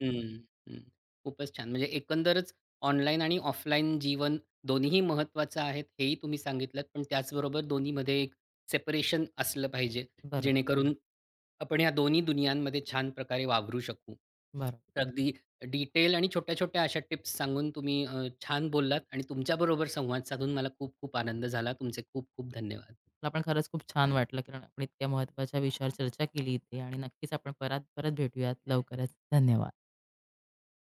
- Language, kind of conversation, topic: Marathi, podcast, ऑनलाइन आणि प्रत्यक्ष आयुष्यातील सीमारेषा ठरवाव्यात का, आणि त्या का व कशा ठरवाव्यात?
- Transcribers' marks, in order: tapping; other background noise